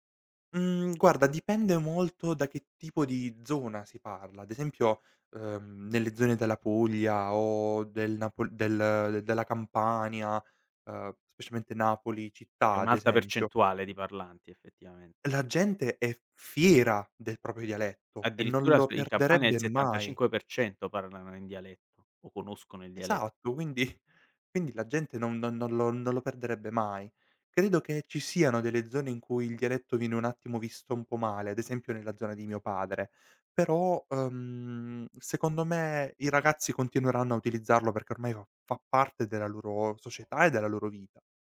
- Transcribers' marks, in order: other background noise; laughing while speaking: "quindi"
- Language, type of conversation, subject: Italian, podcast, Che ruolo hanno i dialetti nella tua identità?